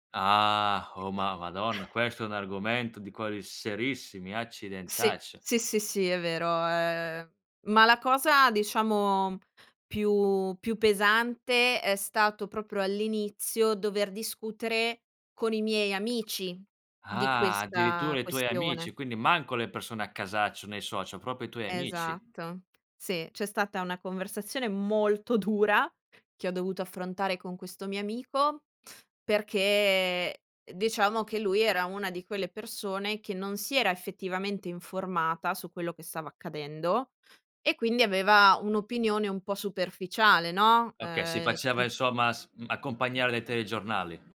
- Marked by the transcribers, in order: surprised: "Ah! Oh, Ma Madonna!"; other background noise
- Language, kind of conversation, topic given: Italian, podcast, Raccontami un episodio in cui hai dovuto difendere le tue idee?